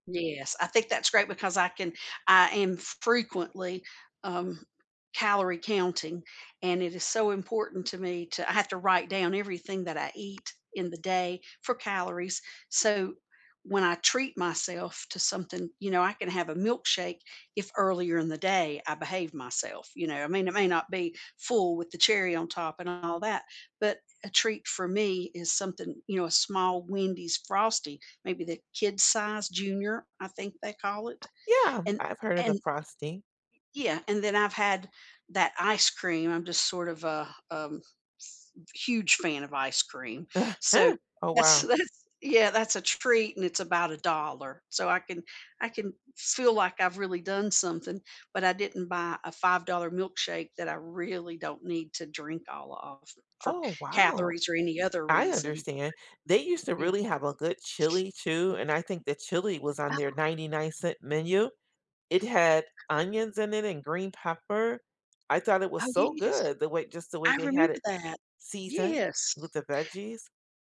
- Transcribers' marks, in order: tapping; other background noise; chuckle; laughing while speaking: "that's"
- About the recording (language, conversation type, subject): English, unstructured, What is your favorite way to treat yourself without overspending?
- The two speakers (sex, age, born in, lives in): female, 55-59, United States, United States; female, 55-59, United States, United States